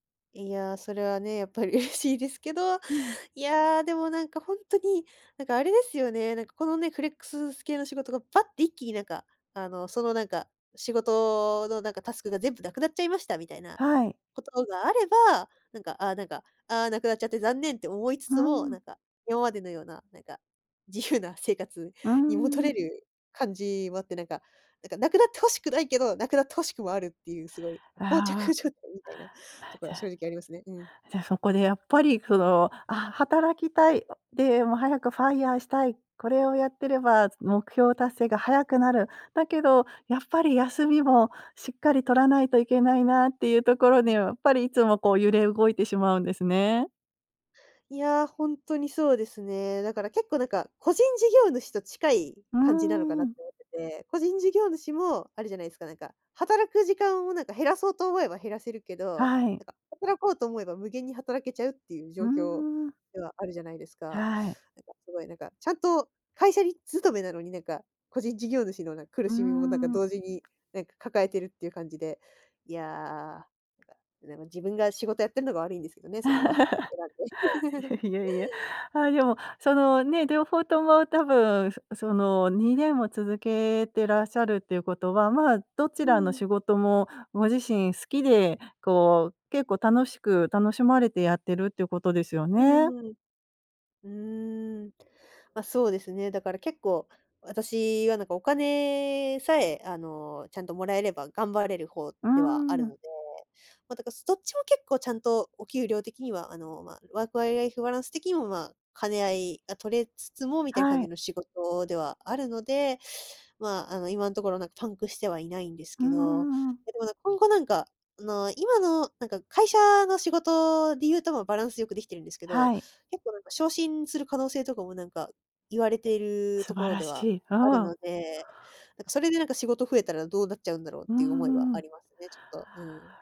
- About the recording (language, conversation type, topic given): Japanese, advice, 休みの日でも仕事のことが頭から離れないのはなぜですか？
- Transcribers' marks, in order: laughing while speaking: "嬉しいですけど"; laughing while speaking: "自由な生活に戻れる"; laughing while speaking: "膠着状態"; other background noise; other noise; laugh; chuckle; laugh; "ワークライフバランス" said as "ワークワイライフバランス"